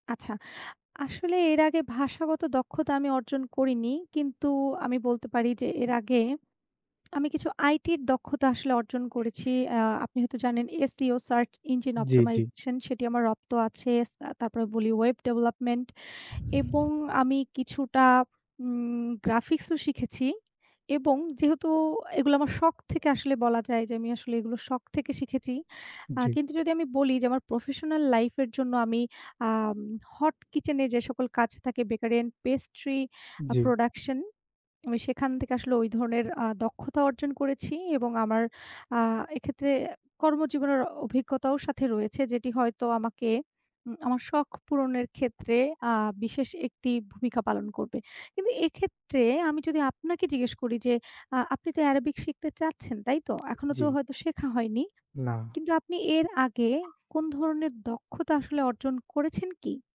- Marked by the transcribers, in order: other background noise; tapping
- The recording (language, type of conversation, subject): Bengali, unstructured, আপনি কোন নতুন দক্ষতা শিখতে আগ্রহী?